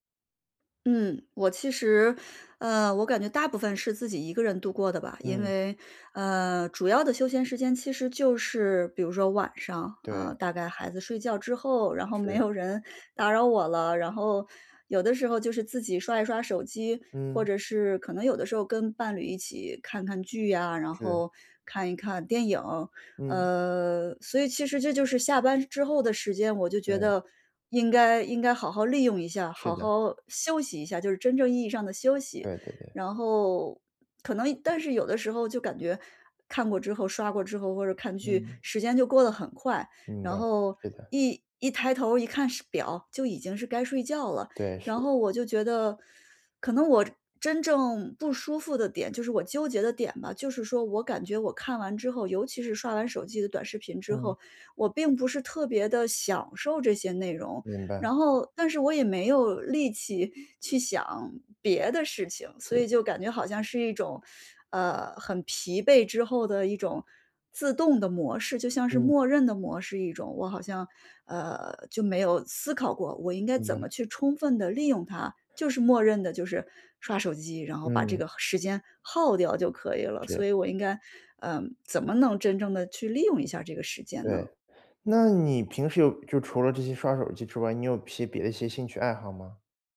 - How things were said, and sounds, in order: laughing while speaking: "没有人"; other background noise; tapping; teeth sucking
- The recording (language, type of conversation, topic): Chinese, advice, 如何让我的休闲时间更充实、更有意义？